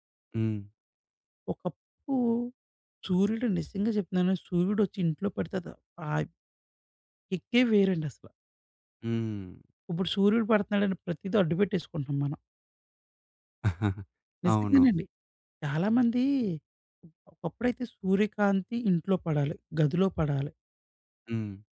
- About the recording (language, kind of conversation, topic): Telugu, podcast, సూర్యాస్తమయం చూసిన తర్వాత మీ దృష్టికోణంలో ఏ మార్పు వచ్చింది?
- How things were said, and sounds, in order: chuckle; other background noise